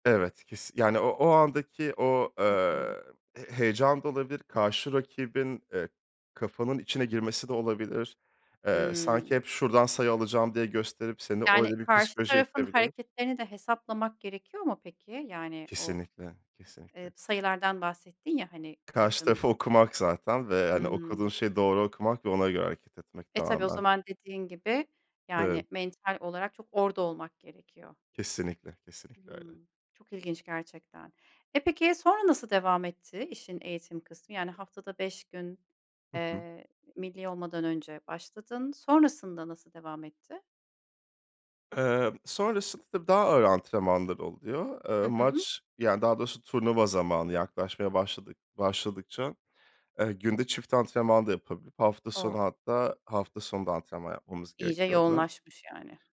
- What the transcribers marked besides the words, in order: "öyle" said as "oyle"; other background noise
- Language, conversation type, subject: Turkish, podcast, Hayatında seni en çok gururlandıran başarın nedir?